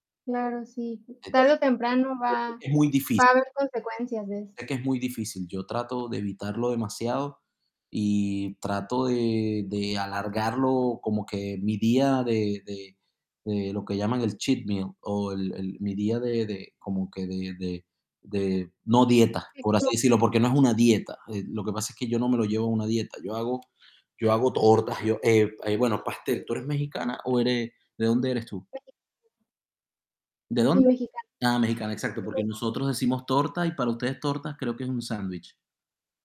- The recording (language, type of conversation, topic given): Spanish, unstructured, ¿Cómo convencerías a alguien de evitar la comida chatarra?
- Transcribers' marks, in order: unintelligible speech; distorted speech; in English: "cheat meal"; unintelligible speech; tapping; unintelligible speech; unintelligible speech; other background noise